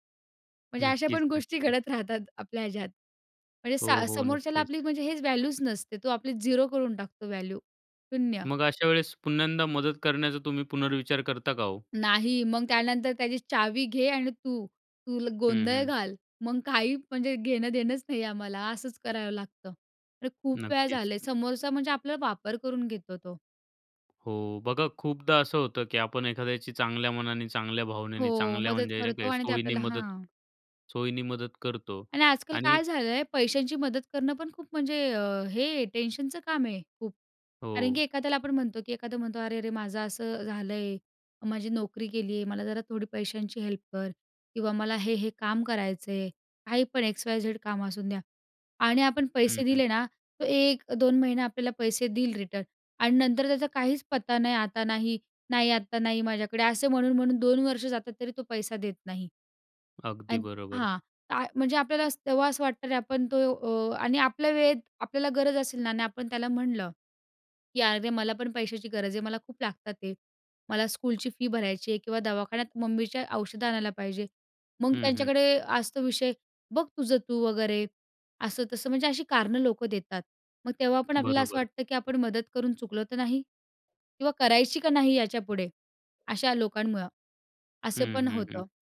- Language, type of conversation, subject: Marathi, podcast, दुसऱ्यांना मदत केल्यावर तुला कसं वाटतं?
- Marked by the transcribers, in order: laughing while speaking: "घडत राहतात"; in English: "व्हॅल्यूच"; in English: "झिरो"; in English: "व्हॅल्यू"; "पुन्ह्यांदा" said as "पुन्हा एकदा"; laughing while speaking: "काही"; in English: "टेन्शनचं"; in English: "हेल्प"; in English: "एक्स वाय झेड"; in English: "रिटर्न"; in English: "स्कूलची फी"; other background noise